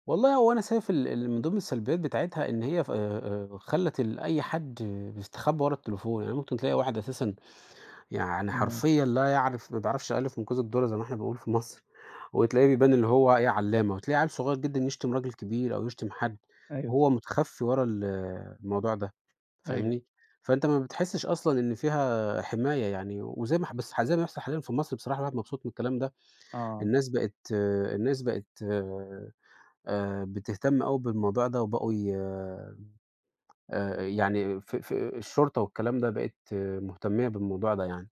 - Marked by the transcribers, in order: "شايف" said as "سايف"
- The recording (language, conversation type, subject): Arabic, unstructured, إزاي وسائل التواصل الاجتماعي بتأثر على العلاقات؟